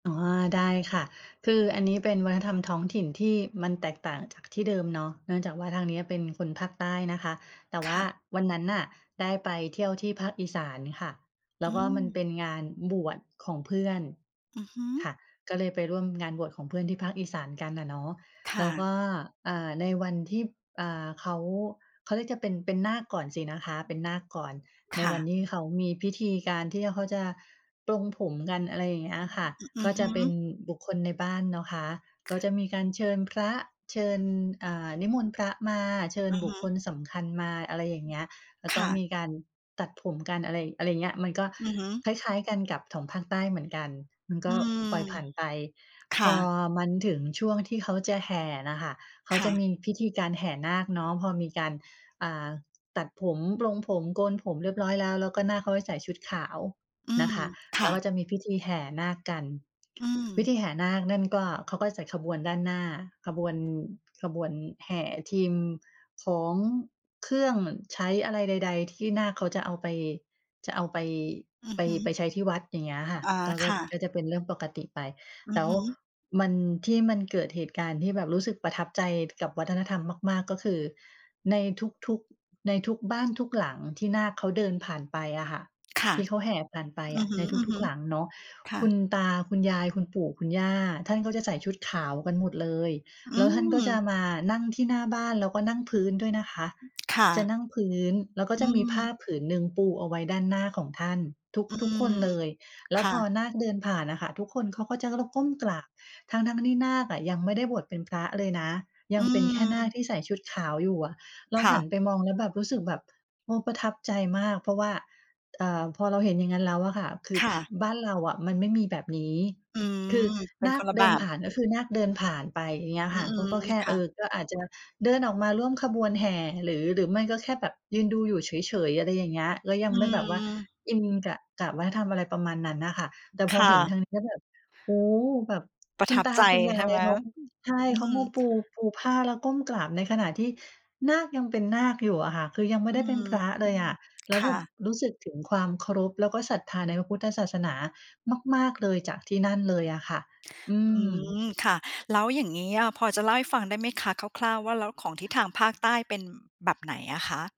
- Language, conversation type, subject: Thai, podcast, คุณช่วยเล่าเรื่องวัฒนธรรมท้องถิ่นที่ทำให้คุณเปลี่ยนมุมมองได้ไหม?
- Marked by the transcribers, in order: tapping; other background noise